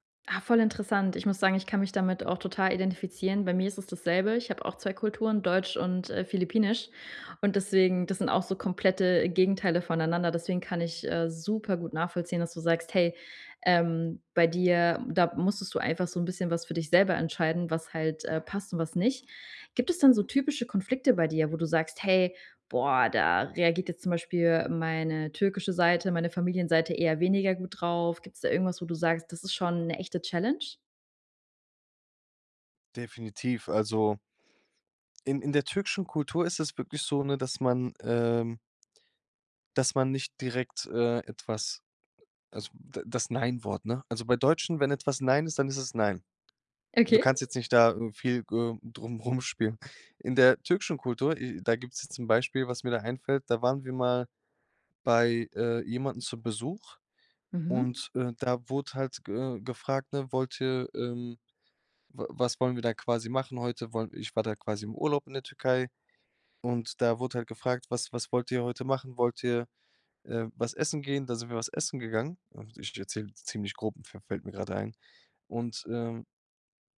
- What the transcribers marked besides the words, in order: other background noise; laughing while speaking: "rumspielen"
- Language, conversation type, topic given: German, podcast, Wie entscheidest du, welche Traditionen du beibehältst und welche du aufgibst?